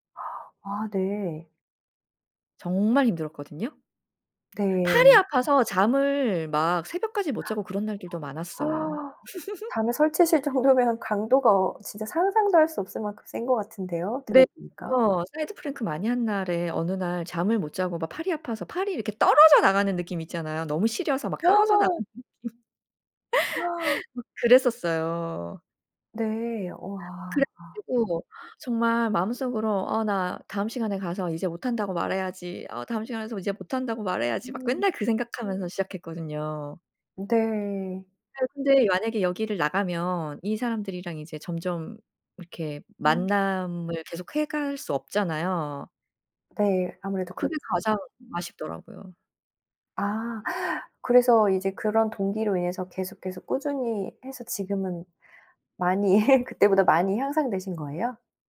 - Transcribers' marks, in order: gasp; other background noise; gasp; laugh; unintelligible speech; in English: "사이드 플랭크"; gasp; gasp; laughing while speaking: "나가는 느낌"; laugh; laugh
- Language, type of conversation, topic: Korean, podcast, 규칙적인 운동 루틴은 어떻게 만드세요?